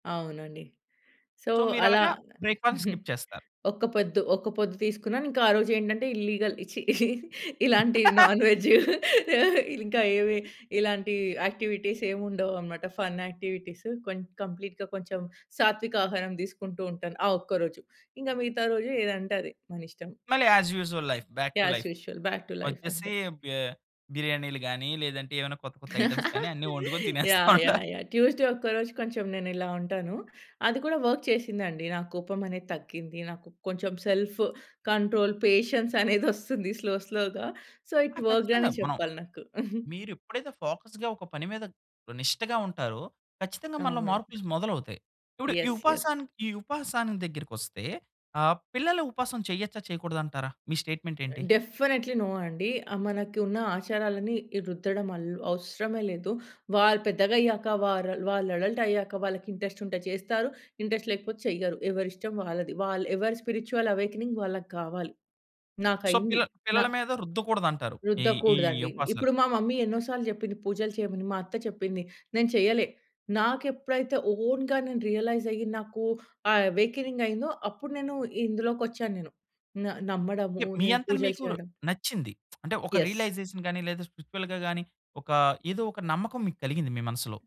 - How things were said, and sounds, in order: in English: "సో"; chuckle; in English: "సో"; in English: "బ్రేక్‌ఫాస్ట్‌ని స్కిప్"; in English: "ఇల్లిగల్"; giggle; laughing while speaking: "నాన్ వెజ్జు"; laugh; in English: "ఫన్ యాక్టివిటీస్"; in English: "కంప్లీట్‌గా"; in English: "యాజ్ యూజువల్ లైఫ్. బ్యాక్ టు లైఫ్"; in English: "యాజ్ యూజ్వల్. బ్యాక్ టు లైఫ్"; other background noise; in English: "ఐటెమ్స్"; giggle; laughing while speaking: "తినేస్తుంటారు"; in English: "ట్యూస్‌డే"; in English: "వర్క్"; in English: "సెల్ఫ్ కంట్రోల్, పేషెన్స్"; giggle; in English: "స్లో స్లో‌గా. సో ఈట్"; chuckle; in English: "ఫోకస్‌గా"; in English: "యెస్. యెస్"; in English: "స్టేట్‌మెంట్"; in English: "డెఫినెట్లీ నో"; in English: "ఇంట్రెస్ట్"; in English: "స్పిరిచ్యుల్ అవేకెనింగ్"; in English: "సో"; in English: "మమ్మీ"; in English: "ఓన్‌గా"; in English: "రియలైజ్"; lip smack; in English: "రియలైజేషన్"; in English: "యెస్"; in English: "స్పిరిచ్యువల్‌గా"
- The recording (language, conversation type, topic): Telugu, podcast, ఉపవాసం గురించి మీకు ఎలాంటి అనుభవం లేదా అభిప్రాయం ఉంది?